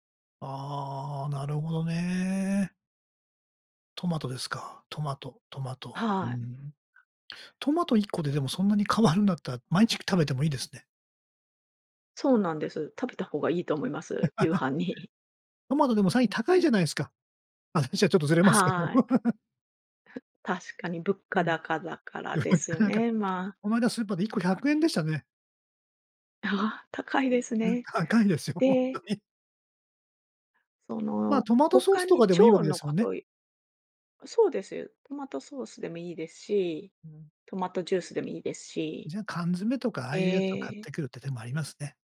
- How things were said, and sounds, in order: laugh; laughing while speaking: "話はちょっとずれますけど"; laugh; laughing while speaking: "いや、なんか"; laughing while speaking: "ほんとに"
- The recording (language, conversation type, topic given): Japanese, podcast, 睡眠の質を上げるために普段どんなことをしていますか？